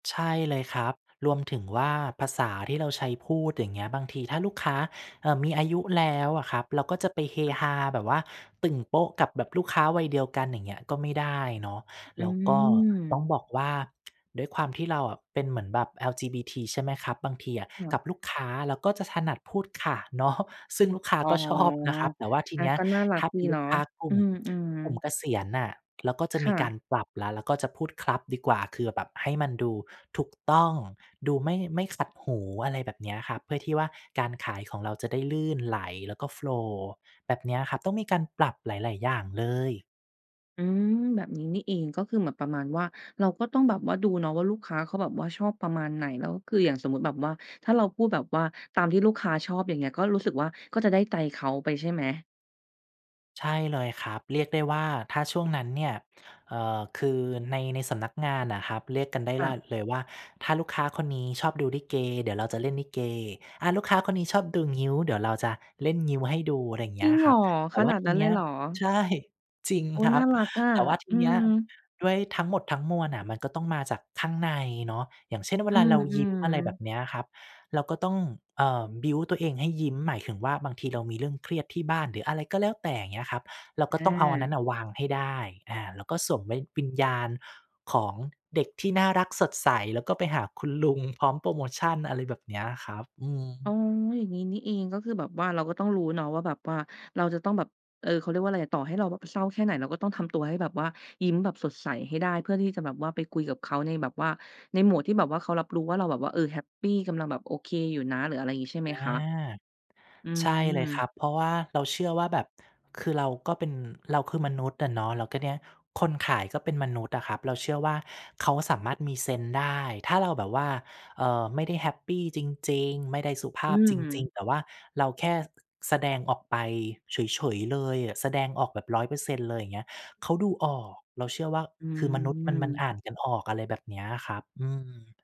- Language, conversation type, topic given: Thai, podcast, การสื่อสารของคุณจำเป็นต้องเห็นหน้ากันและอ่านภาษากายมากแค่ไหน?
- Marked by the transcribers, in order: tapping; other background noise; laughing while speaking: "เนาะ"; laughing while speaking: "ชอบ"; in English: "โฟลว์"; in English: "บิลด์"